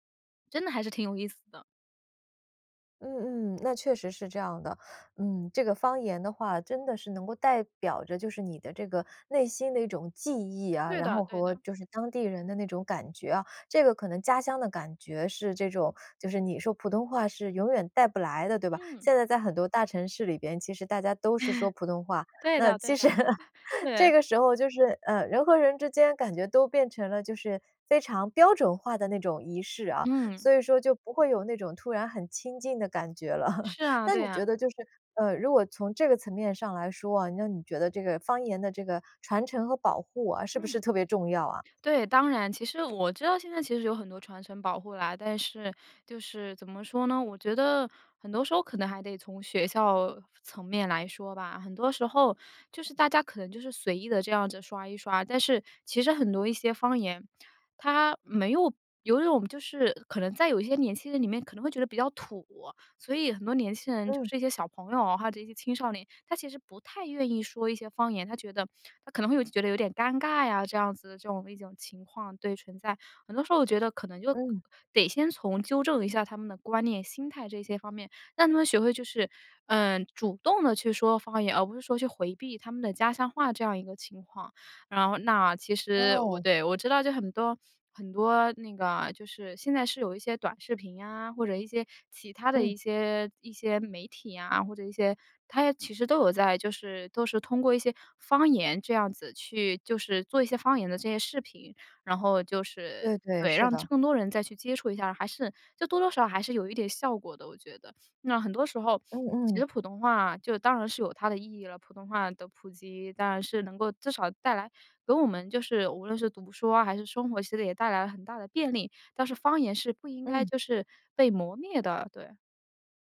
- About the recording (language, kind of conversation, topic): Chinese, podcast, 你怎么看待方言的重要性？
- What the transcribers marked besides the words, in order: chuckle; laughing while speaking: "其实"; chuckle; chuckle; other background noise